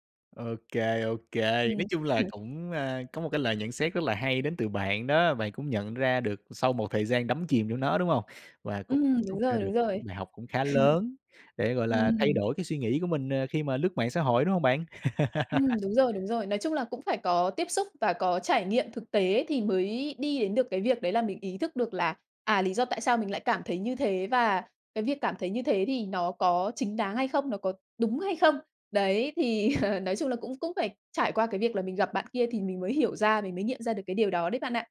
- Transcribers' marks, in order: tapping; unintelligible speech; unintelligible speech; chuckle; laugh; chuckle
- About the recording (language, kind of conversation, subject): Vietnamese, podcast, Bạn làm sao để không so sánh bản thân với người khác trên mạng?